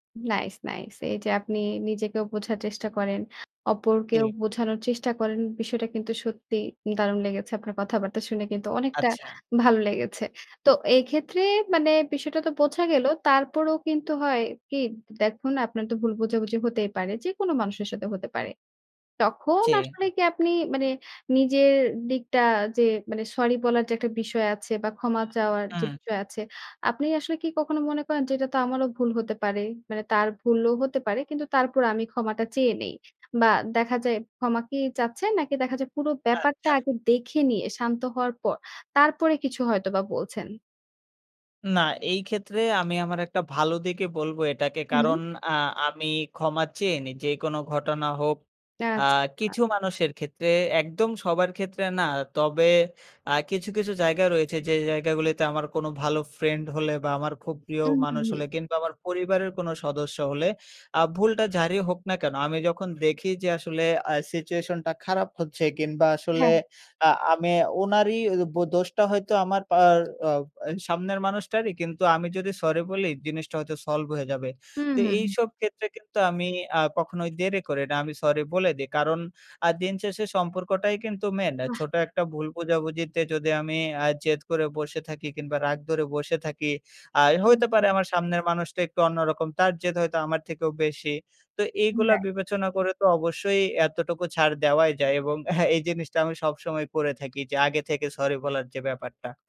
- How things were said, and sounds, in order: none
- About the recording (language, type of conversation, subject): Bengali, podcast, ভুল বোঝাবুঝি হলে আপনি প্রথমে কী করেন?
- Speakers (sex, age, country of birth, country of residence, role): female, 25-29, Bangladesh, Bangladesh, host; male, 20-24, Bangladesh, Bangladesh, guest